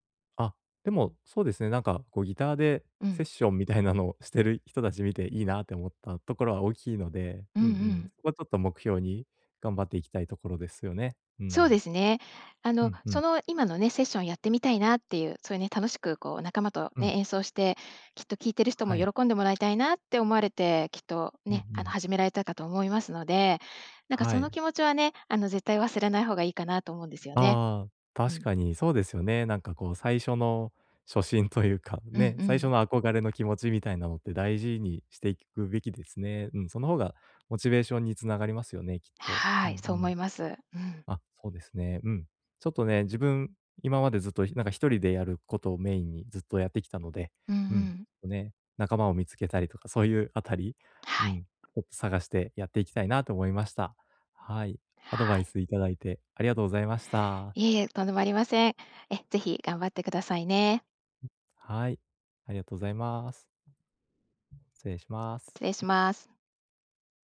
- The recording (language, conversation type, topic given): Japanese, advice, 短い時間で趣味や学びを効率よく進めるにはどうすればよいですか？
- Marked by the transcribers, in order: "ちょっと" said as "ほっつ"; other noise; tapping